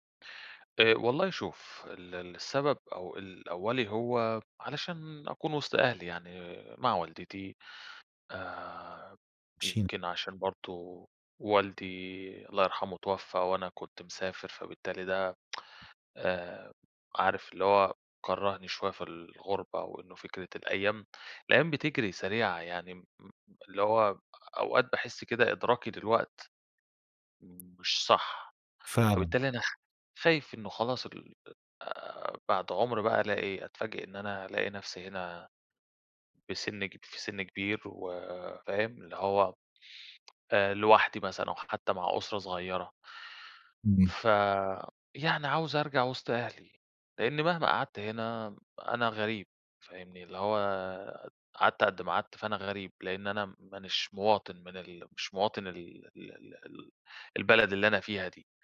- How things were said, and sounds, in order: tsk; tapping
- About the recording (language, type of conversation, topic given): Arabic, advice, إيه اللي أنسب لي: أرجع بلدي ولا أفضل في البلد اللي أنا فيه دلوقتي؟